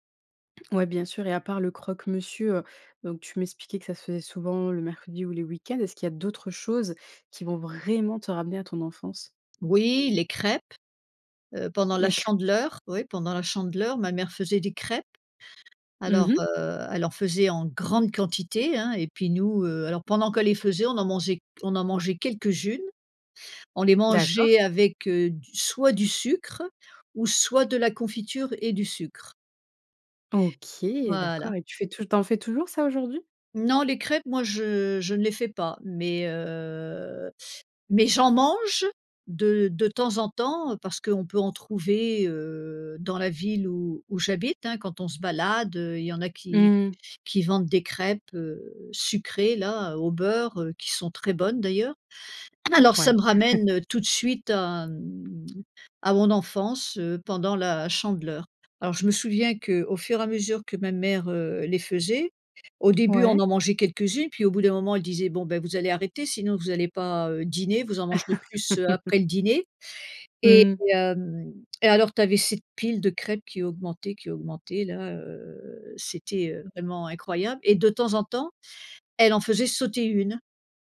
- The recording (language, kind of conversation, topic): French, podcast, Que t’évoque la cuisine de chez toi ?
- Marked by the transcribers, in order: stressed: "vraiment"; other background noise; stressed: "grande"; drawn out: "heu"; chuckle; laugh; drawn out: "heu"